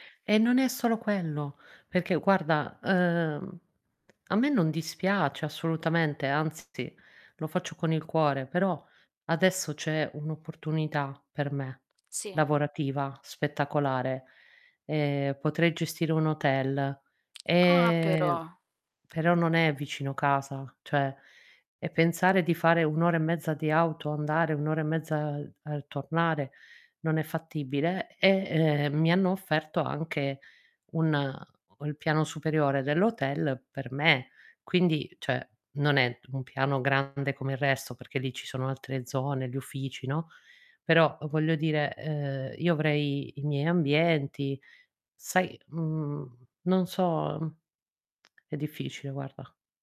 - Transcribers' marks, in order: tapping; distorted speech; tongue click; static; "cioè" said as "ceh"
- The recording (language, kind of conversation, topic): Italian, advice, Come vivi il conflitto tra i doveri familiari e il desiderio di realizzazione personale?